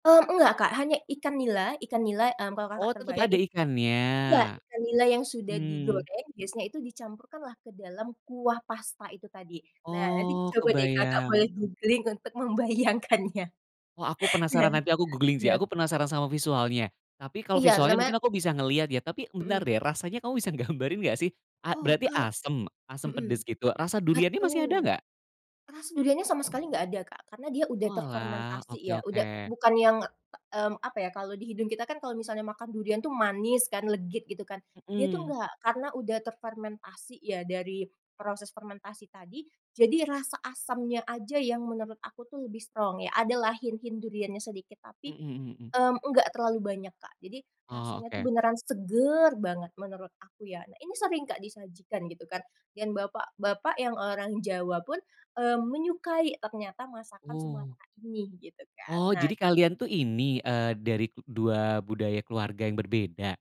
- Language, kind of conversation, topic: Indonesian, podcast, Apa saja kebiasaan kalian saat makan malam bersama keluarga?
- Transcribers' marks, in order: in English: "googling"; laughing while speaking: "membayangkannya"; other background noise; in English: "googling"; laughing while speaking: "gambarin nggak sih?"; in English: "strong"; in English: "hint-hint"; stressed: "seger"